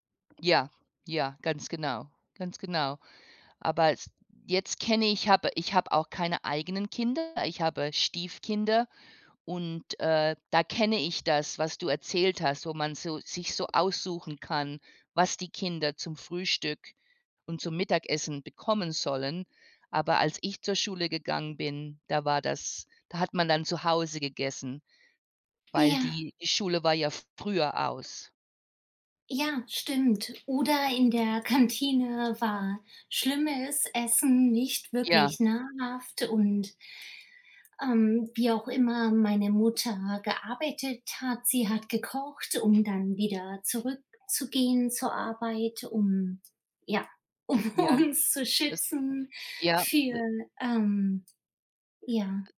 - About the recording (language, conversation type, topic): German, unstructured, Was ist dein Lieblingsfrühstück, das du immer wieder zubereitest?
- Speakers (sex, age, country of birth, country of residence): female, 40-44, Germany, United States; female, 55-59, Germany, United States
- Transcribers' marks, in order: other background noise; tapping; laughing while speaking: "uns"